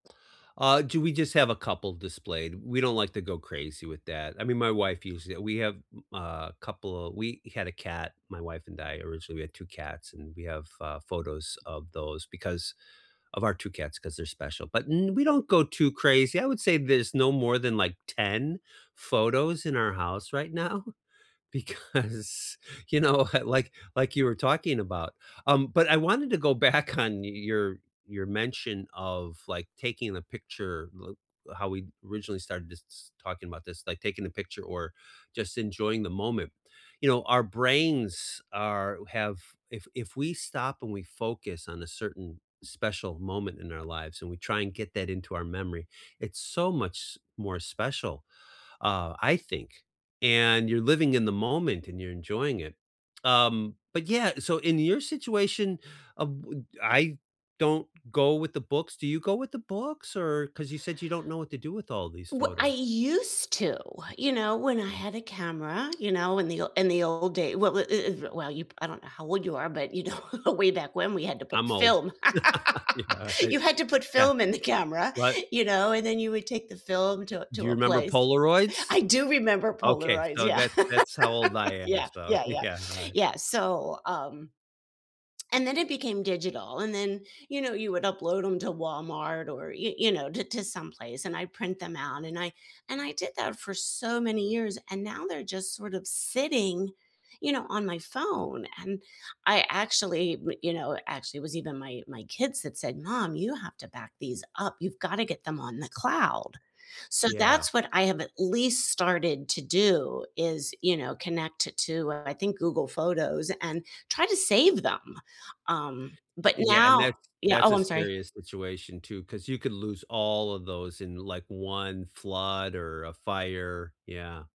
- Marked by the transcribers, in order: laughing while speaking: "now because, you know, uh, like"; other background noise; laughing while speaking: "back"; laughing while speaking: "you know"; laugh; laughing while speaking: "Yeah"; stressed: "film"; laugh; laughing while speaking: "camera"; laugh; laughing while speaking: "yeah"
- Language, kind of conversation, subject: English, unstructured, What is the story behind your favorite photo on your phone, and why does it matter to you?
- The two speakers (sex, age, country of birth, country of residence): female, 55-59, United States, United States; male, 60-64, United States, United States